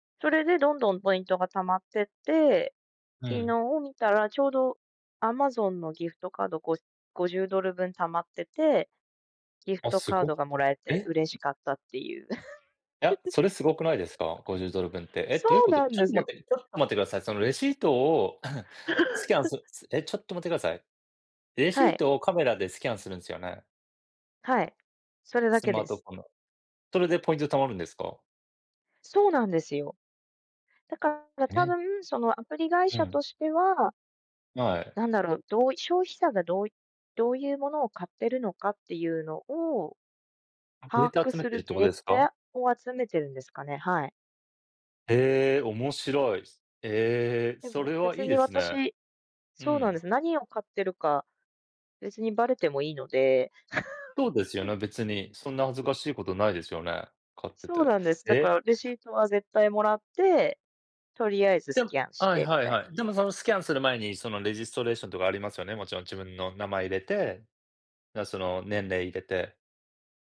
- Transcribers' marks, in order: chuckle; tapping; chuckle; throat clearing; other background noise; chuckle
- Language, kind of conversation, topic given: Japanese, unstructured, 最近使い始めて便利だと感じたアプリはありますか？